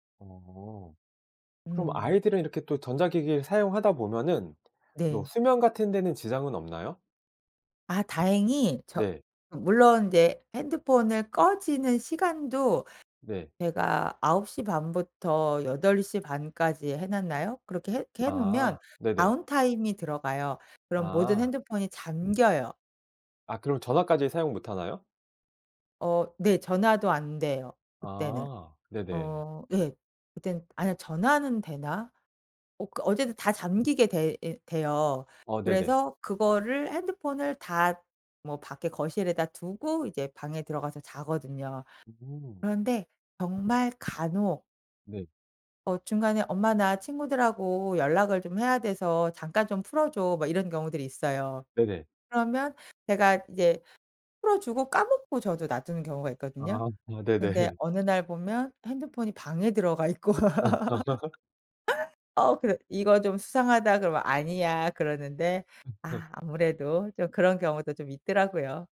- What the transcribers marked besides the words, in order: tapping; in English: "다운타임이"; other background noise; laughing while speaking: "네네"; laugh
- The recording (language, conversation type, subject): Korean, podcast, 아이들의 화면 시간을 어떻게 관리하시나요?